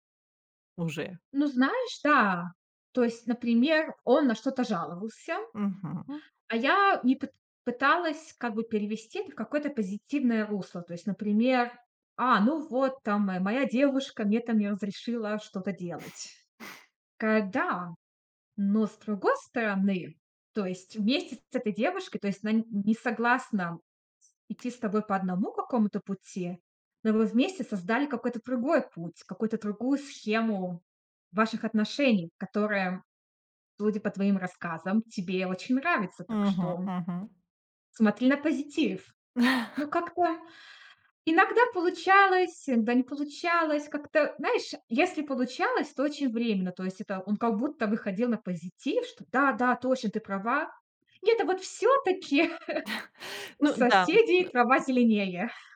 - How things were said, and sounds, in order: chuckle; tapping; other background noise; chuckle; chuckle
- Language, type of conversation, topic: Russian, advice, Как поступить, если друзья постоянно пользуются мной и не уважают мои границы?